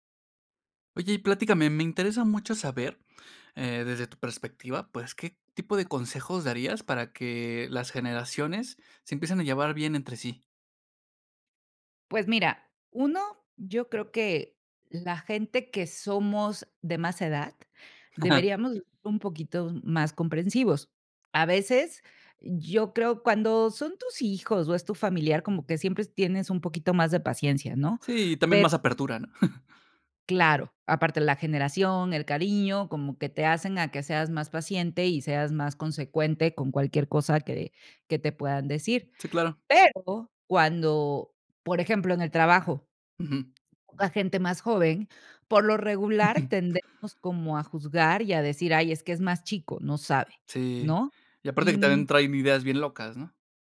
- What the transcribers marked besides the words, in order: tapping; chuckle; other background noise; chuckle
- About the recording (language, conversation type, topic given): Spanish, podcast, ¿Qué consejos darías para llevarse bien entre generaciones?